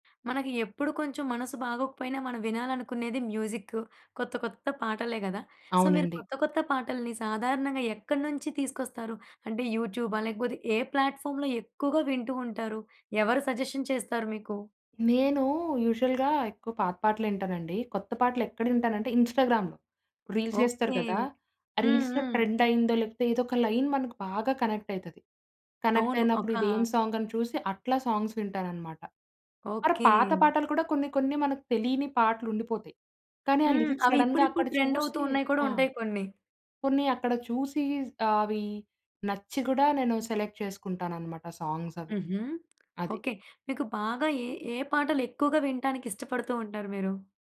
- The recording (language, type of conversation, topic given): Telugu, podcast, కొత్త పాటలను సాధారణంగా మీరు ఎక్కడ నుంచి కనుగొంటారు?
- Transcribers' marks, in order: in English: "సో"; in English: "ప్లాట్ఫార్మ్‌లో"; in English: "సజెషన్"; in English: "యూజువల్‌గా"; in English: "ఇన్‌స్టాగ్రామ్‌లో. రీల్స్"; tapping; in English: "రీల్స్‌లో"; in English: "లైన్"; in English: "సాంగ్స్"; in English: "లిరిక్ సడెన్‌గా"; in English: "సెలెక్ట్"; other noise